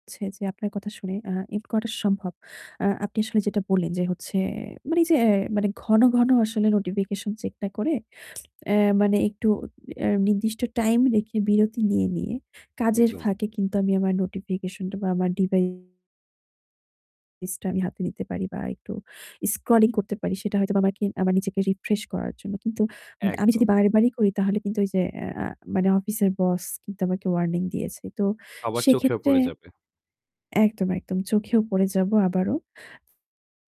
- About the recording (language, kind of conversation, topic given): Bengali, advice, বহু ডিভাইস থেকে আসা নোটিফিকেশনগুলো কীভাবে আপনাকে বিভ্রান্ত করে আপনার কাজ আটকে দিচ্ছে?
- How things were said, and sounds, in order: sniff; distorted speech